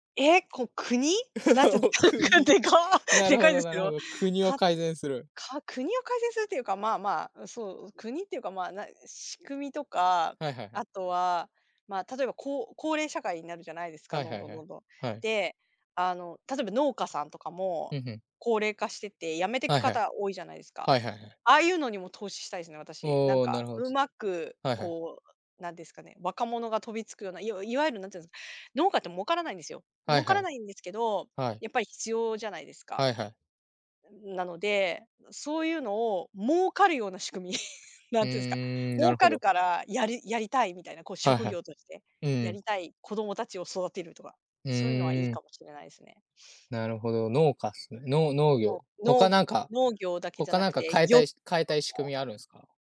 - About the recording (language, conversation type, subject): Japanese, unstructured, 10年後の自分はどんな人になっていると思いますか？
- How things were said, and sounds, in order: laugh; laughing while speaking: "お、国"; unintelligible speech; laughing while speaking: "でか、でかいですよ"; chuckle; other background noise; other noise